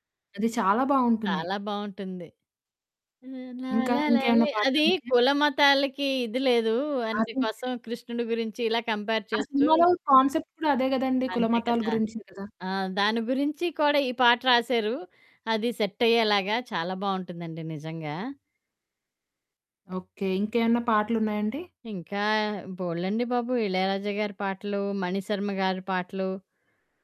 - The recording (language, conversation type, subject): Telugu, podcast, ఉద్యోగం మారడం లేదా వివాహం వంటి పెద్ద మార్పు వచ్చినప్పుడు మీ సంగీతాభిరుచి మారిందా?
- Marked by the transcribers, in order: humming a tune; distorted speech; unintelligible speech; in English: "కంపేర్"; in English: "కాన్సెప్ట్"; in English: "సెట్"; other background noise